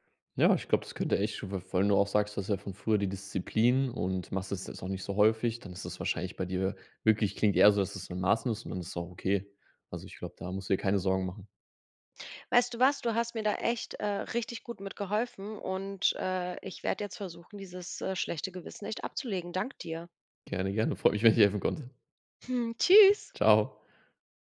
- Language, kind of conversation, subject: German, advice, Wie fühlt sich dein schlechtes Gewissen an, nachdem du Fastfood oder Süßigkeiten gegessen hast?
- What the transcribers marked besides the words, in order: joyful: "Freut mich, wenn ich helfen konnte"; other background noise